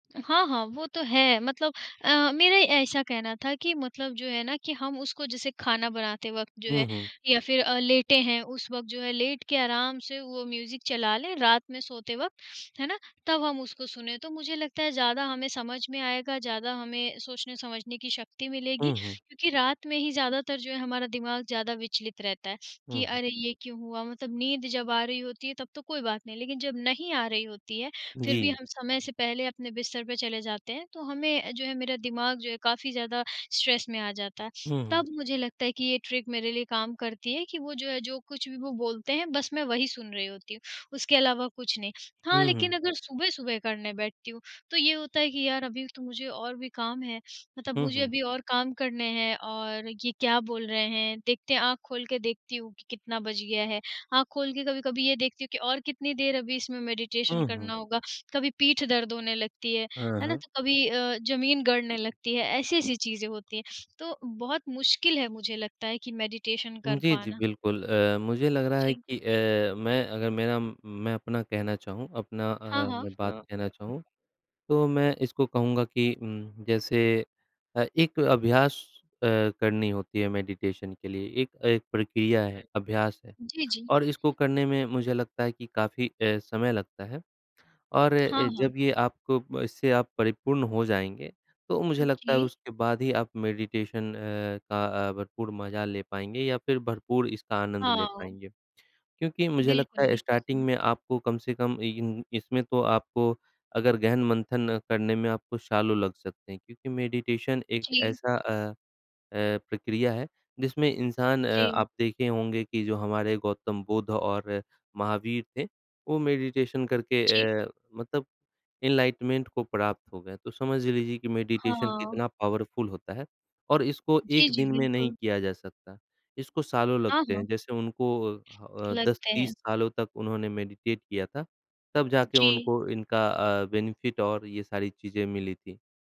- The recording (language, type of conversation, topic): Hindi, unstructured, क्या ध्यान सच में मदद करता है, और आपका अनुभव क्या है?
- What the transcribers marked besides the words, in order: other background noise; in English: "म्यूज़िक"; in English: "स्ट्रेस"; in English: "ट्रिक"; in English: "मेडिटेशन"; tapping; in English: "मेडिटेशन"; background speech; in English: "मेडिटेशन"; in English: "ओके"; in English: "मेडिटेशन"; in English: "स्टार्टिंग"; in English: "मेडिटेशन"; in English: "मेडिटेशन"; in English: "एनलाइटमेंट"; in English: "मेडिटेशन"; in English: "पावरफुल"; in English: "मेडिटेट"; in English: "बेनिफिट"